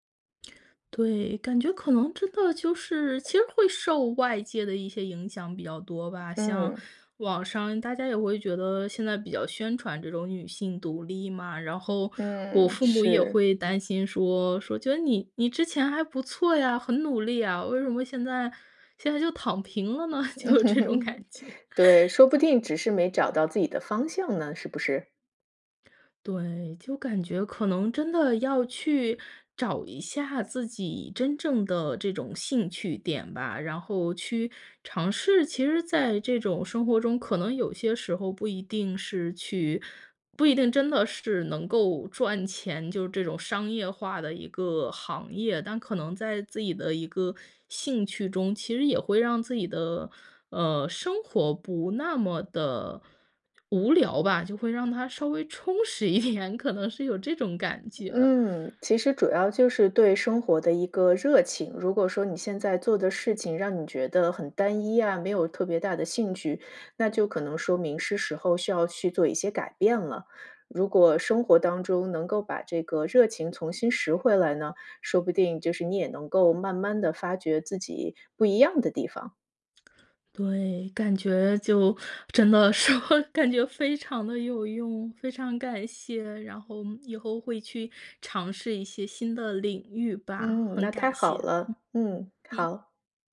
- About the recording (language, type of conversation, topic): Chinese, advice, 在恋爱或婚姻中我感觉失去自我，该如何找回自己的目标和热情？
- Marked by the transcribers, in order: other background noise; tapping; laughing while speaking: "就有这种感觉"; laugh; laughing while speaking: "一点"; laughing while speaking: "说"